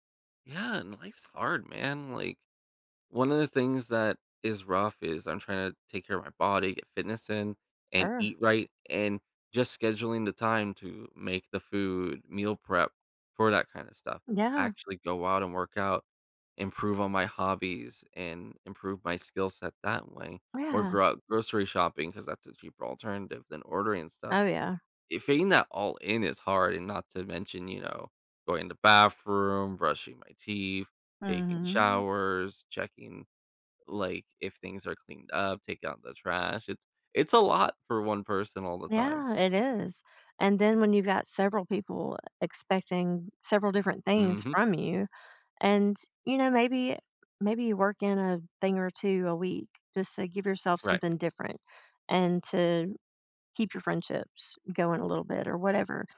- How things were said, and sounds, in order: tapping
- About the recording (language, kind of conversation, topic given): English, unstructured, How can I make space for personal growth amid crowded tasks?